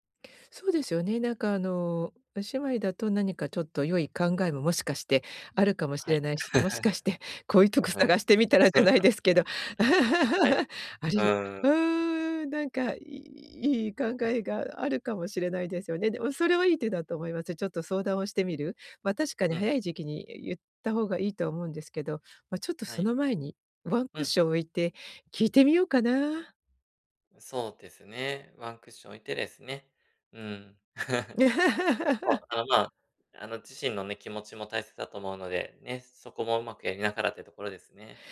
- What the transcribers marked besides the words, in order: other background noise; chuckle; laugh; laugh
- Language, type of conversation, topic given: Japanese, advice, ミスを認めて関係を修復するためには、どのような手順で信頼を回復すればよいですか？